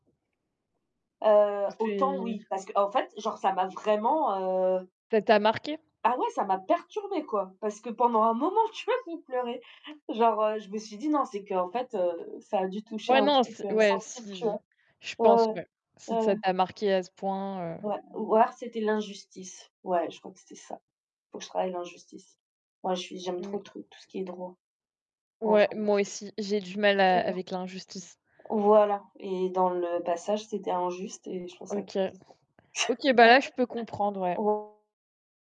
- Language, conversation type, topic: French, unstructured, Aimez-vous mieux lire des livres ou regarder des films ?
- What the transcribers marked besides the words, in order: stressed: "perturbé"; stressed: "moment"; other background noise; distorted speech; chuckle